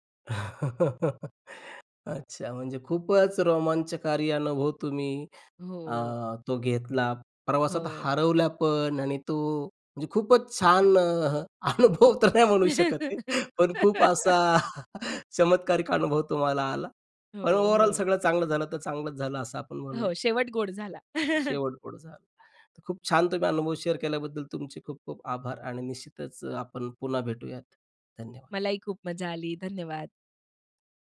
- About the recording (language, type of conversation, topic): Marathi, podcast, प्रवासात कधी हरवल्याचा अनुभव सांगशील का?
- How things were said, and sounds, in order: chuckle; laughing while speaking: "अनुभव तर नाही म्हणू शकत आहे"; chuckle; giggle; in English: "ओव्हरऑल"; chuckle; in English: "शेअर"